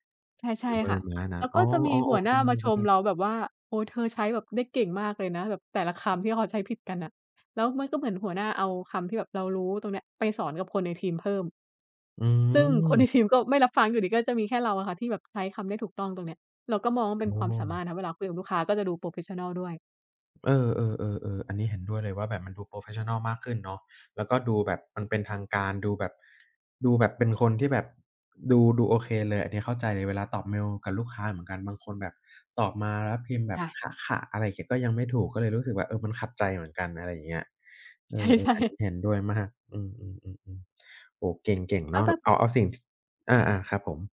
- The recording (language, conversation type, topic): Thai, unstructured, กิจกรรมไหนที่ทำให้คุณรู้สึกมีความสุขที่สุด?
- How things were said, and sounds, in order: tapping; laughing while speaking: "คนในทีม"; in English: "โพรเฟสชันนัล"; in English: "โพรเฟสชันนัล"; laughing while speaking: "ใช่ ๆ"